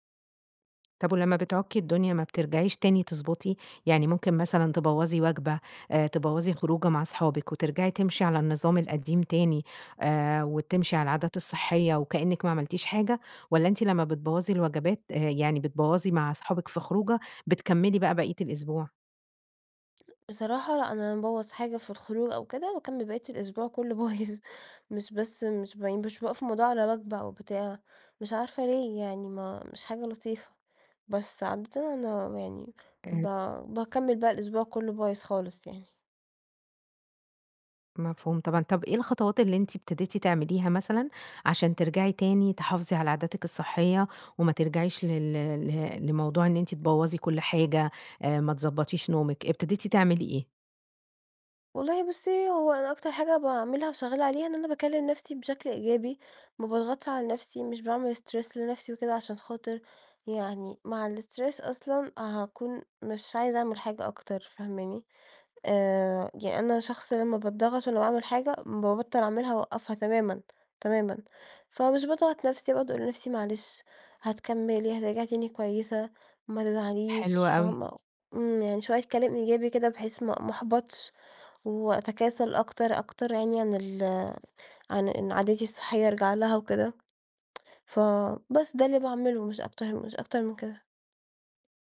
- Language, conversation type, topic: Arabic, advice, ليه برجع لعاداتي القديمة بعد ما كنت ماشي على عادات صحية؟
- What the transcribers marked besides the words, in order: tapping; laughing while speaking: "بايظ"; in English: "stress"; in English: "الstress"; tsk; "أكتر" said as "ابته"